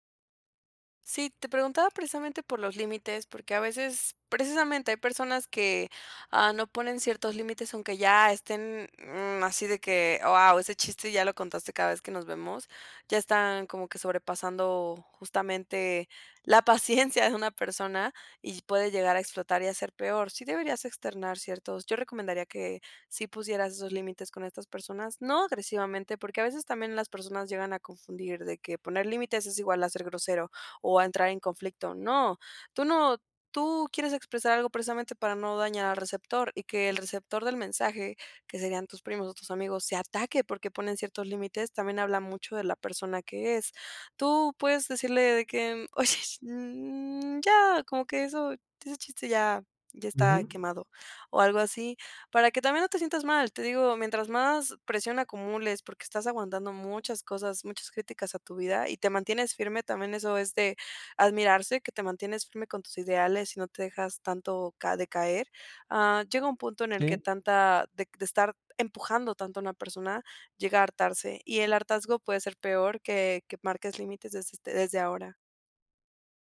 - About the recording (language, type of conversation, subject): Spanish, advice, ¿Cómo puedo mantener mis valores cuando otras personas me presionan para actuar en contra de mis convicciones?
- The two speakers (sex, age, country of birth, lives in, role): female, 20-24, Mexico, Mexico, advisor; male, 30-34, Mexico, France, user
- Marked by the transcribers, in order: laughing while speaking: "paciencia"; laughing while speaking: "Oye"